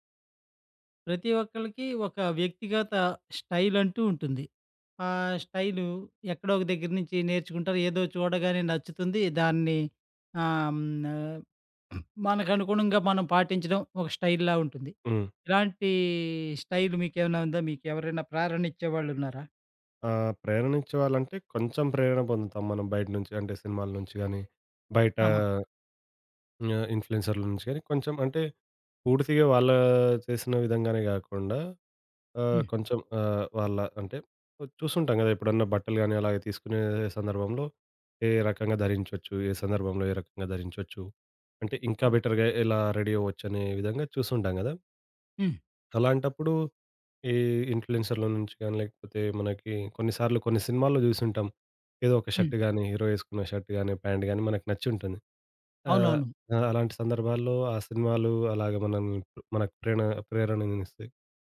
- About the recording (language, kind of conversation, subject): Telugu, podcast, నీ స్టైల్‌కు ప్రధానంగా ఎవరు ప్రేరణ ఇస్తారు?
- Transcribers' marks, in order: in English: "స్టైల్"; other background noise; in English: "స్టైల్‌లా"; in English: "స్టైల్"; in English: "బెటర్‌గా"; in English: "రెడీ"; in English: "షర్ట్"; in English: "షర్ట్"; in English: "ప్యాంట్"